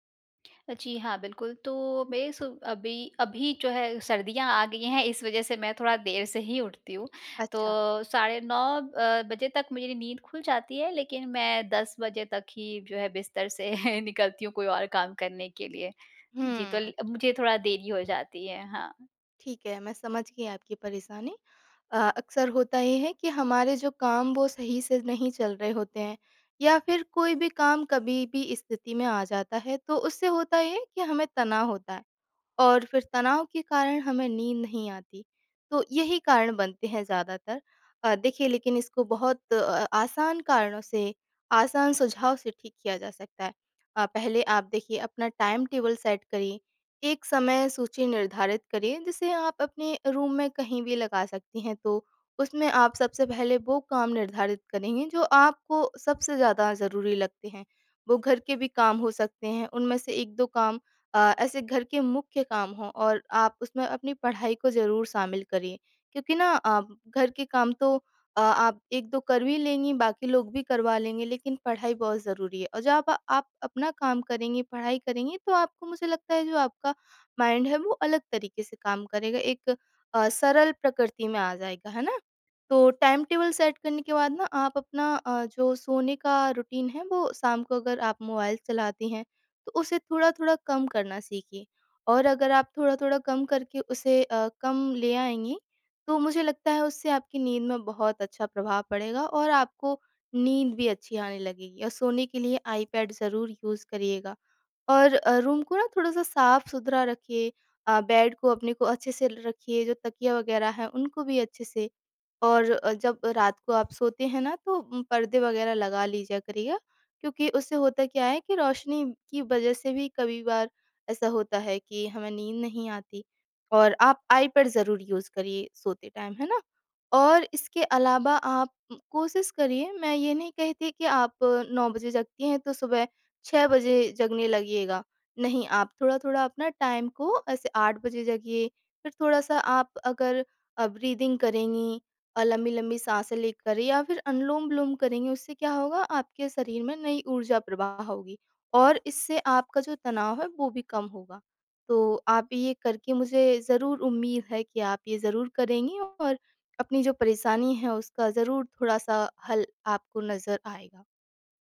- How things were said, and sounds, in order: laughing while speaking: "निकलती हूँ"; in English: "टाइम टेबल सेट"; in English: "रूम"; in English: "माइंड"; in English: "टाइम टेबल सेट"; in English: "रूटीन"; in English: "आई पैड"; in English: "यूज़"; in English: "बेड"; in English: "आई पैड"; in English: "यूज़"; in English: "टाइम"; in English: "टाइम"; in English: "ब्रीथिंग"
- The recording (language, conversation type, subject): Hindi, advice, काम के तनाव के कारण मुझे रातभर चिंता रहती है और नींद नहीं आती, क्या करूँ?